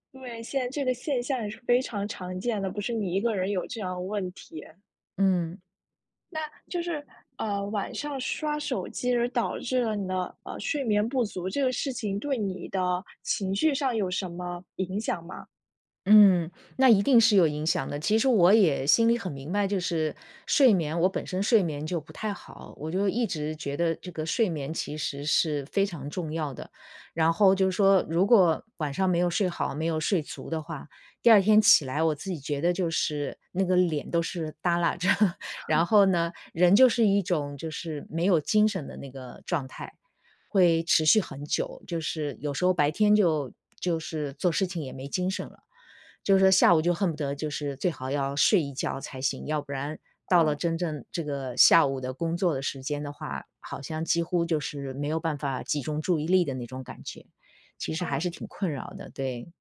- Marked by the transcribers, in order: other background noise; tapping; laughing while speaking: "着"; chuckle
- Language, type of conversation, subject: Chinese, advice, 你晚上刷手机导致睡眠不足的情况是怎样的？